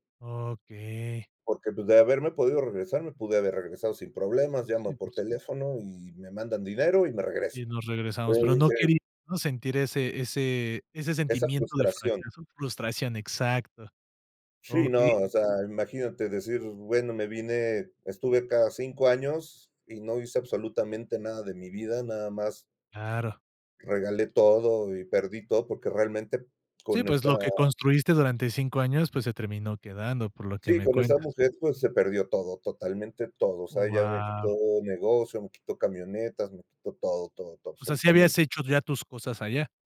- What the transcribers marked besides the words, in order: none
- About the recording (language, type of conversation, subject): Spanish, podcast, ¿Puedes contarme sobre una ocasión en la que tu comunidad te ayudó?